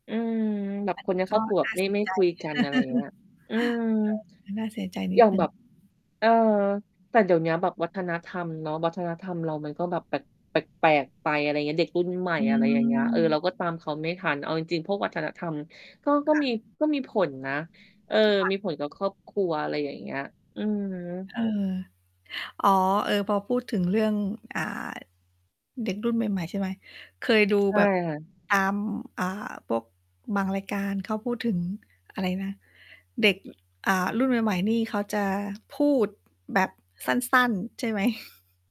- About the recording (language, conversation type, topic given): Thai, unstructured, คุณคิดว่าสิ่งที่สำคัญที่สุดในครอบครัวคืออะไร?
- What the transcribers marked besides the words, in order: static; distorted speech; laugh; mechanical hum